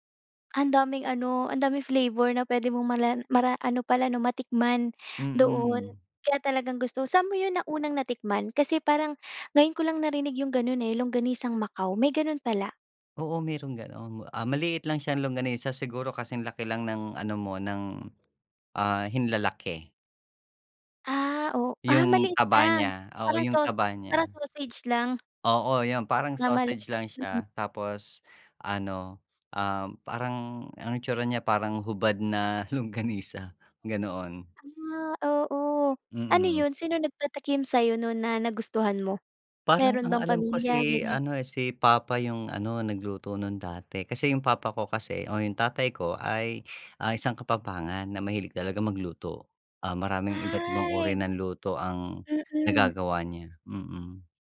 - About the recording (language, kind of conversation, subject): Filipino, podcast, Ano ang paborito mong almusal at bakit?
- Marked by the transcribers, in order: other background noise; tapping; laughing while speaking: "longganisa"